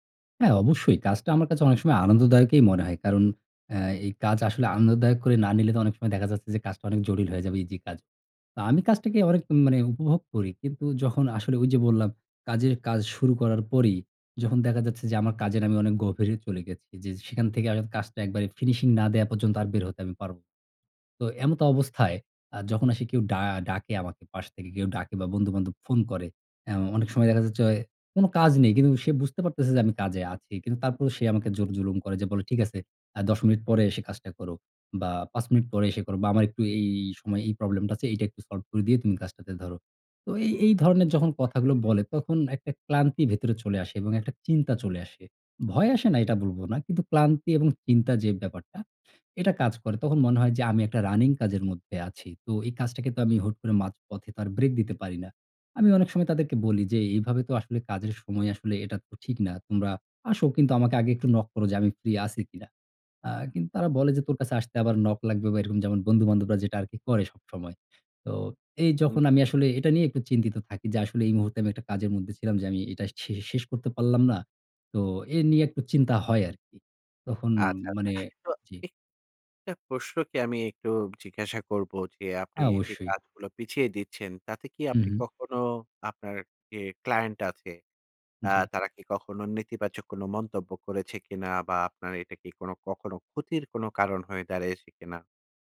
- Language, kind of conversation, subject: Bengali, advice, কাজ বারবার পিছিয়ে রাখা
- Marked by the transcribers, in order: background speech